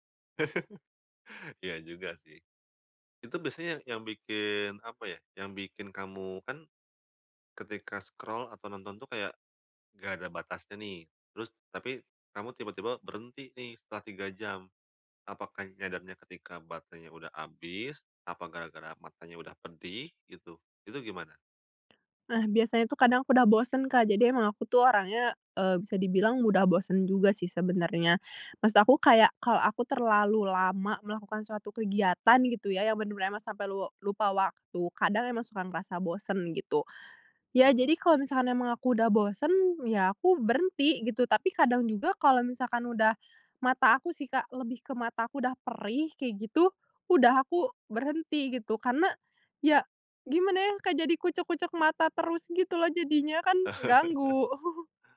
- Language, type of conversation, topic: Indonesian, podcast, Apa kegiatan yang selalu bikin kamu lupa waktu?
- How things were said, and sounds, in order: laugh; in English: "scroll"; other background noise; laugh; chuckle